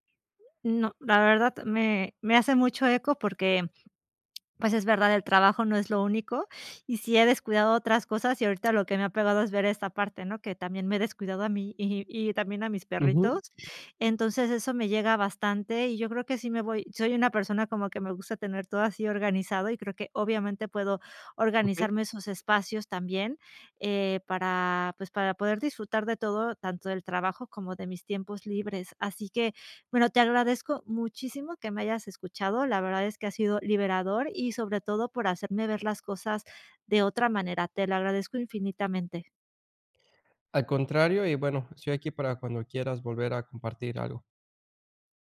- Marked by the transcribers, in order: other background noise
- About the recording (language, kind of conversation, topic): Spanish, advice, ¿Cómo puedo tomarme pausas de ocio sin sentir culpa ni juzgarme?